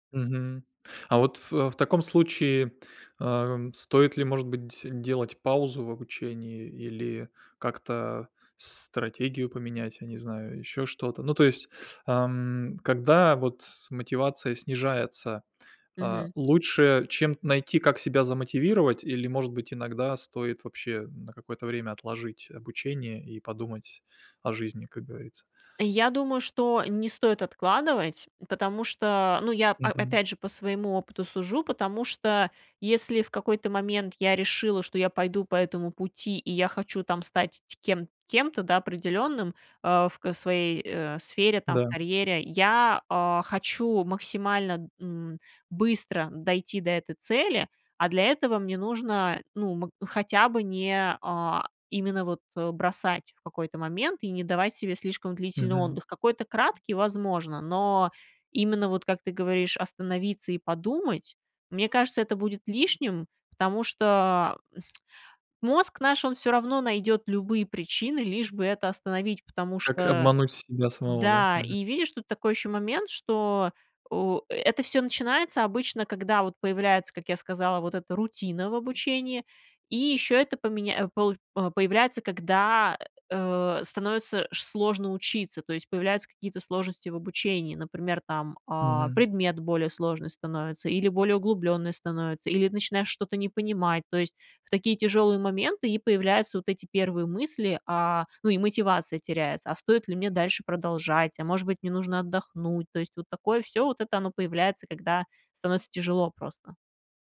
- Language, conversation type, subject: Russian, podcast, Как не потерять мотивацию, когда начинаешь учиться заново?
- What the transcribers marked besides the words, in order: other background noise; tsk